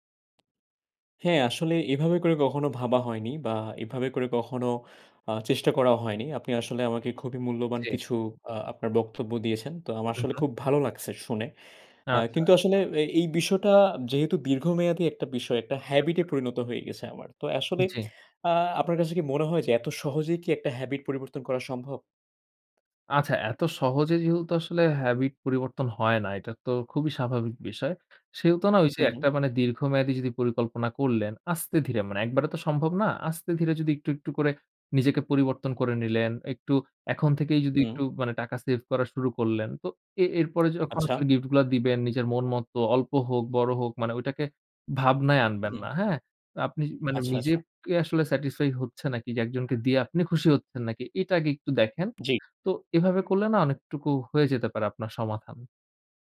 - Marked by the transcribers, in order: in English: "habit"; unintelligible speech; in English: "habit"; in English: "habit"; in English: "save"; other noise; in English: "gift"; in English: "satisfy"
- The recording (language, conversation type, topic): Bengali, advice, উপহার দিতে গিয়ে আপনি কীভাবে নিজেকে অতিরিক্ত খরচে ফেলেন?
- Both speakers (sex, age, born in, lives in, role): male, 20-24, Bangladesh, Bangladesh, advisor; male, 20-24, Bangladesh, Bangladesh, user